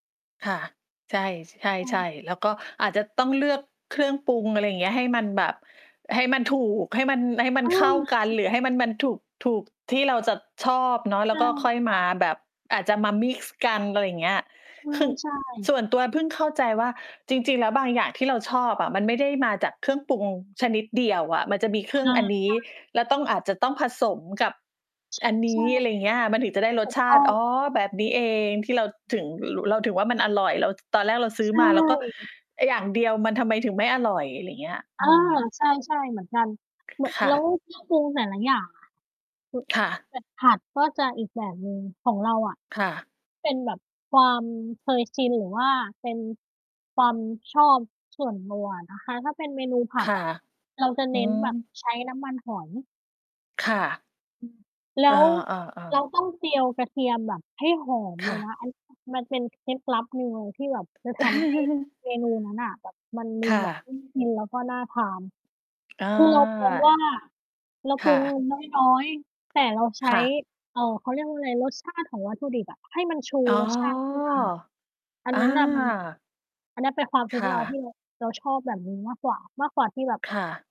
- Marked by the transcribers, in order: distorted speech; other background noise; mechanical hum; other noise; tapping; laugh
- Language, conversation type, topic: Thai, unstructured, คุณมีเคล็ดลับอะไรในการทำอาหารให้อร่อยขึ้นบ้างไหม?